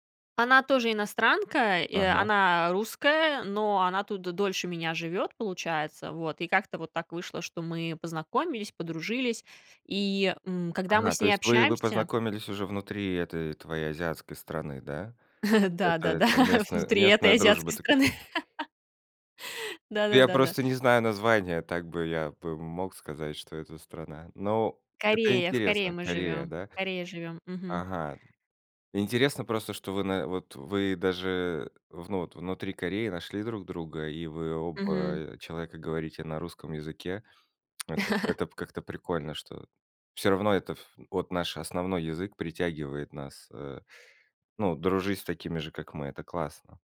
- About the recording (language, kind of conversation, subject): Russian, podcast, Как общение с людьми подстёгивает твою креативность?
- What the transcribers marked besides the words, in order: chuckle; laughing while speaking: "да"; laugh; chuckle